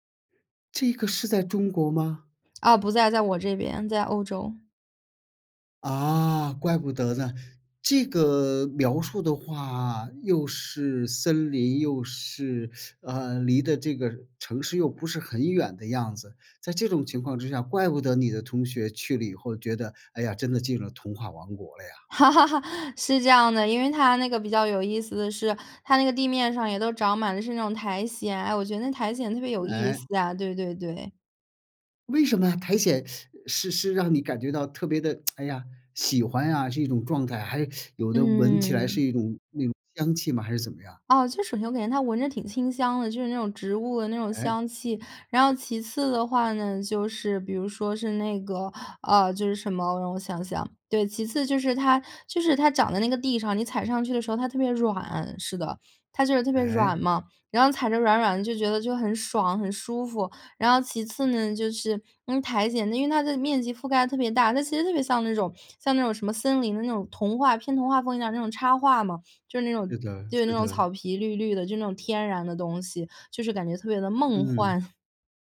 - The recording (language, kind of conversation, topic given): Chinese, podcast, 你最早一次亲近大自然的记忆是什么？
- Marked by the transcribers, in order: surprised: "这个是在中国吗？"; lip smack; teeth sucking; tapping; laugh; surprised: "为什么啊苔藓"; teeth sucking; other background noise; tsk